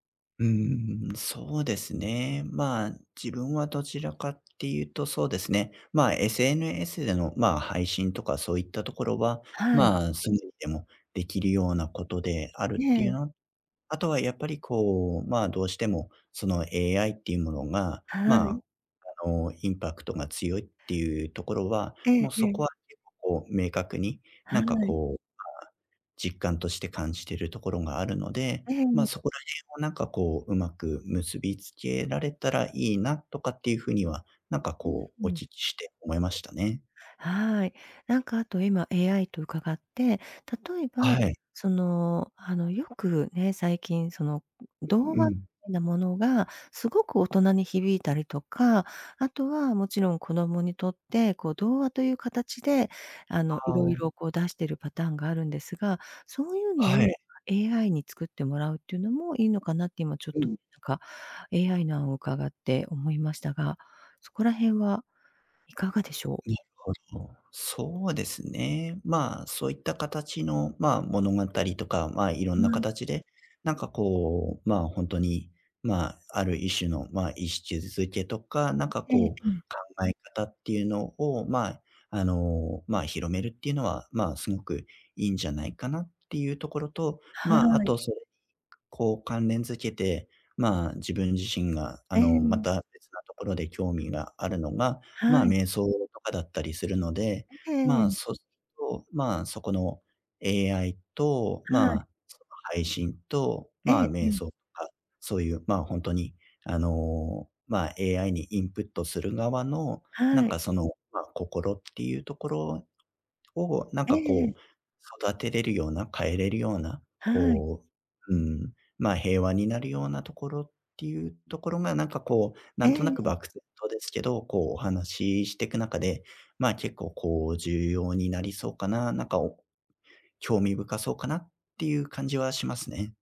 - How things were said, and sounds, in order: other background noise
- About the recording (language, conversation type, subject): Japanese, advice, 社会貢献や意味のある活動を始めるには、何から取り組めばよいですか？